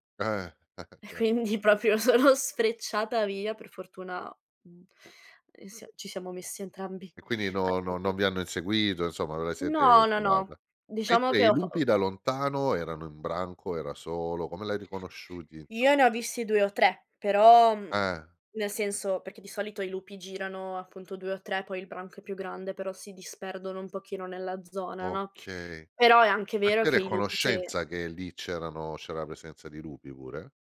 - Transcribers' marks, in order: chuckle; laughing while speaking: "e quindi propio sono"; "proprio" said as "propio"
- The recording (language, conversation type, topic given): Italian, podcast, Come ti prepari per una giornata in montagna?